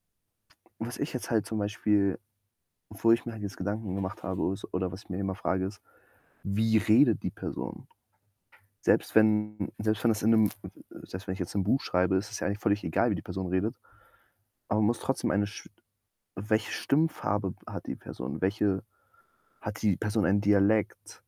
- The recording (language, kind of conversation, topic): German, podcast, Wie entwickelst du eine Figur, die sich wirklich lebendig und glaubwürdig anfühlt?
- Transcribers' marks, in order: other background noise; static; distorted speech